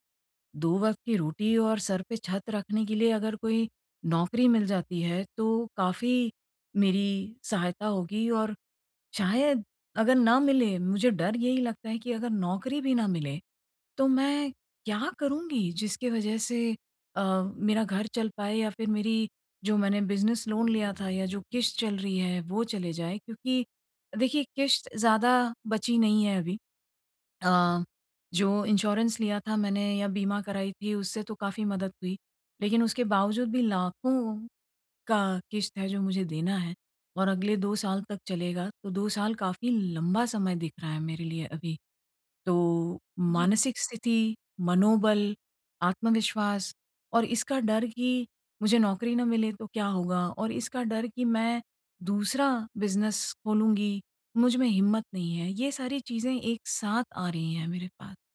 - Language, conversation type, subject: Hindi, advice, नुकसान के बाद मैं अपना आत्मविश्वास फिर से कैसे पा सकता/सकती हूँ?
- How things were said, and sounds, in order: in English: "बिज़नेस लोन"; in English: "इंश्योरेंस"; in English: "बिज़नेस"